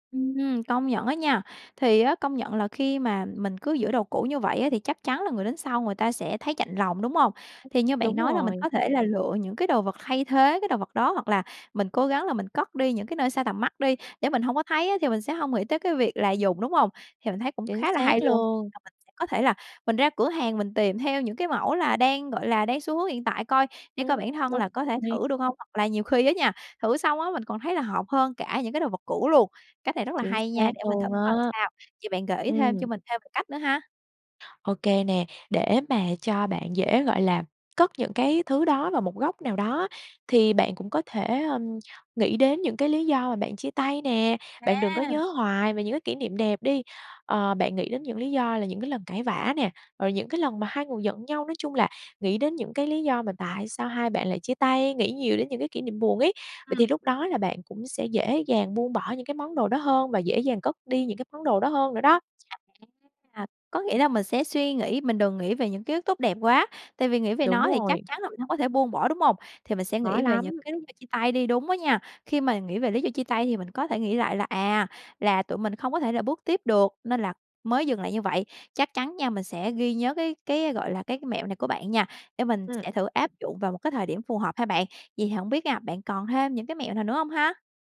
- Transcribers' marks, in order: tapping; unintelligible speech; unintelligible speech; other background noise
- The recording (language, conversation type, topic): Vietnamese, advice, Làm sao để buông bỏ những kỷ vật của người yêu cũ khi tôi vẫn còn nhiều kỷ niệm?